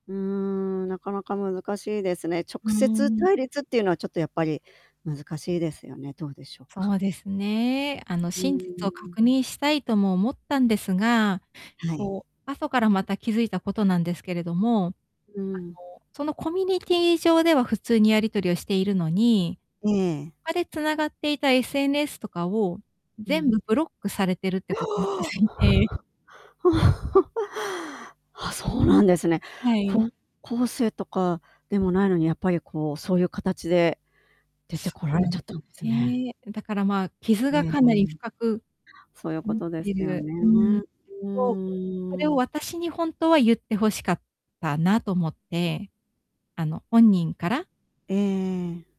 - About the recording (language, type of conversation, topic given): Japanese, advice, 期待に応えられないときの罪悪感に、どう対処すれば気持ちが楽になりますか？
- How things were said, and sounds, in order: distorted speech; surprised: "おお。 おお"; other background noise